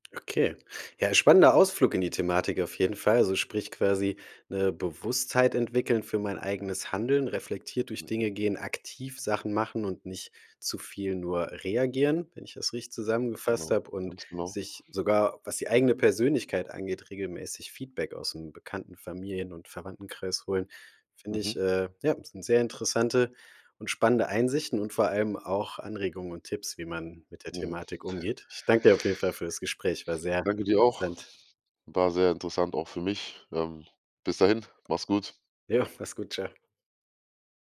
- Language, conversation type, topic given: German, podcast, Was hilft dir, aus einem Fehler eine Lektion zu machen?
- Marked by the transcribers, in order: none